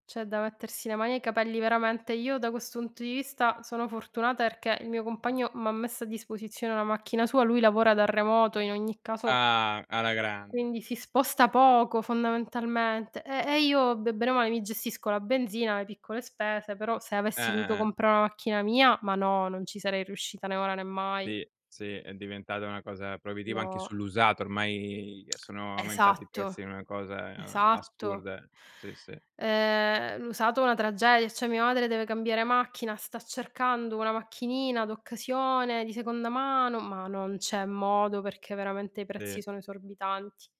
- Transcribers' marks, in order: "perché" said as "erchè"; tongue click; "cioè" said as "ceh"
- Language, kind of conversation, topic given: Italian, unstructured, Come gestisci il tuo budget mensile?
- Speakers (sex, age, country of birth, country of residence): female, 40-44, Italy, Italy; male, 40-44, Italy, Italy